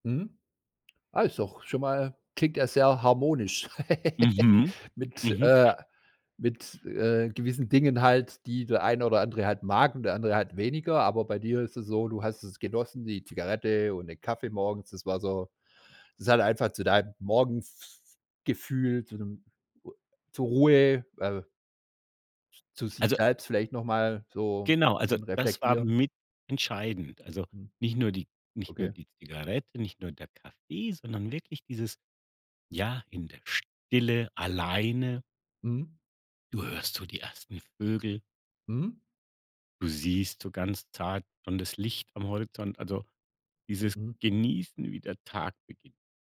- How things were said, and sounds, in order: other background noise; giggle
- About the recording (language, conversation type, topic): German, podcast, Wie sieht dein Morgenritual aus?